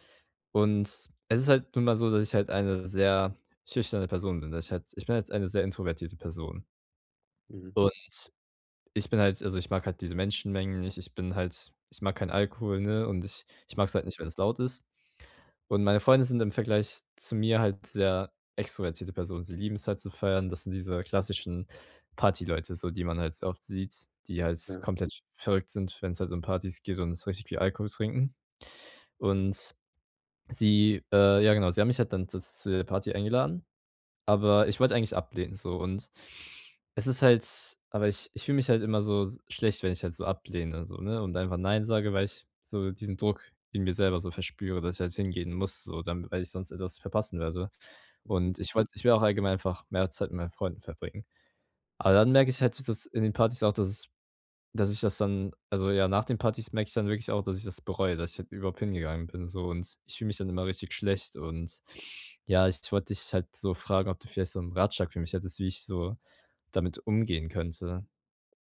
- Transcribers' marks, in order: none
- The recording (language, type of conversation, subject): German, advice, Wie kann ich mich beim Feiern mit Freunden sicherer fühlen?